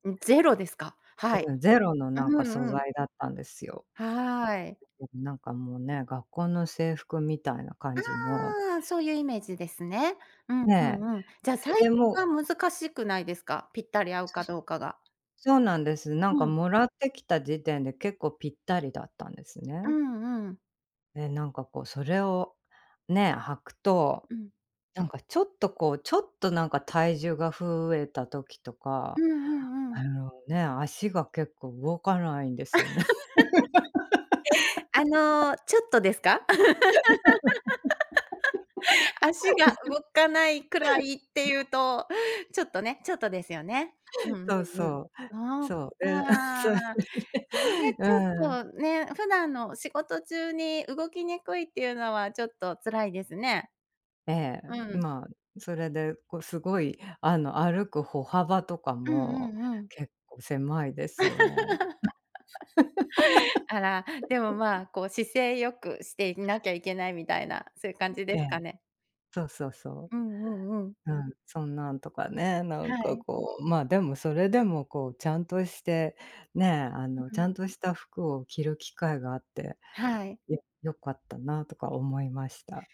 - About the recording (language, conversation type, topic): Japanese, podcast, 仕事や環境の変化で服装を変えた経験はありますか？
- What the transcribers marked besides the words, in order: other noise; tapping; laugh; laugh; laughing while speaking: "足が動かないくらいっていうと"; laugh; laugh; laughing while speaking: "で、そう"; giggle; laugh; laugh